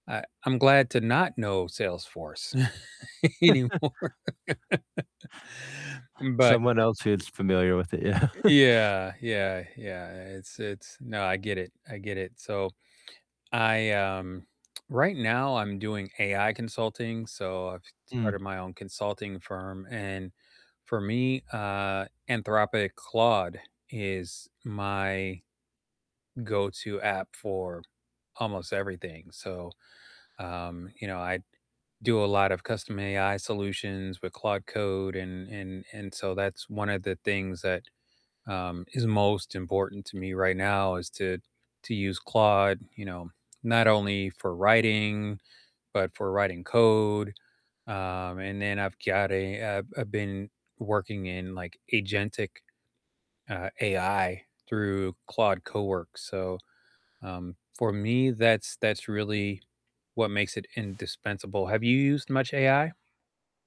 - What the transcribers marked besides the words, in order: static; chuckle; laughing while speaking: "anymore"; laugh; laughing while speaking: "yeah"; distorted speech; tapping
- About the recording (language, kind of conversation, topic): English, unstructured, Which tool or app do you rely on most at work, and what makes it indispensable?
- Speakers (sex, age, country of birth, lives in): male, 50-54, United States, United States; male, 55-59, United States, United States